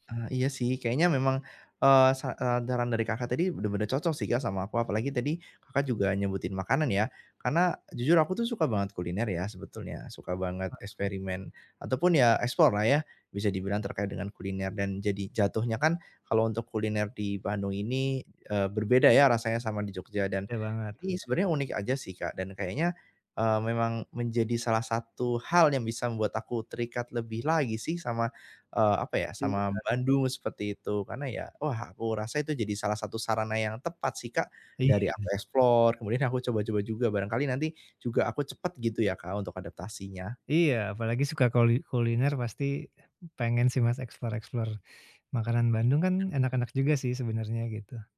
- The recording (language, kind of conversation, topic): Indonesian, advice, Bagaimana cara menyesuaikan kebiasaan dan rutinitas sehari-hari agar nyaman setelah pindah?
- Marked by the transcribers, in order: "saran" said as "daran"; in English: "explore"; other background noise; in English: "explore"; in English: "explore-explore"